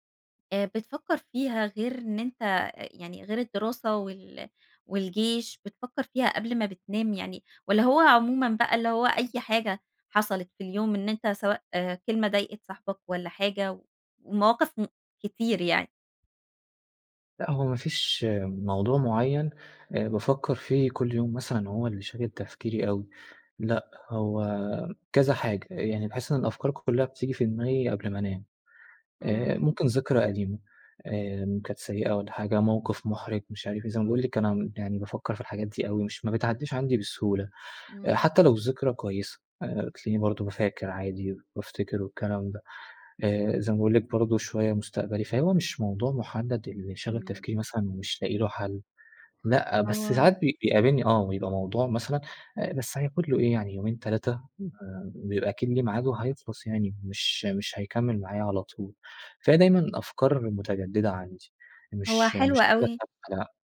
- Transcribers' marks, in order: none
- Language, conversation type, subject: Arabic, advice, إزاي بتمنعك الأفكار السريعة من النوم والراحة بالليل؟